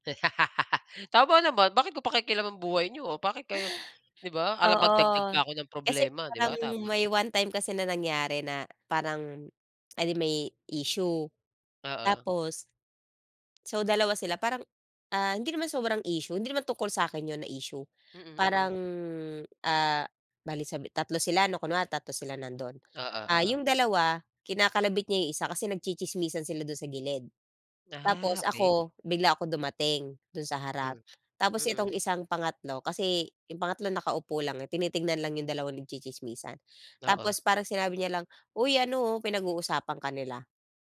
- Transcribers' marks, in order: laugh; gasp; tapping; lip smack; other background noise
- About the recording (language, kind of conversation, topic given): Filipino, podcast, Paano mo pinoprotektahan ang sarili mo sa hindi malusog na samahan?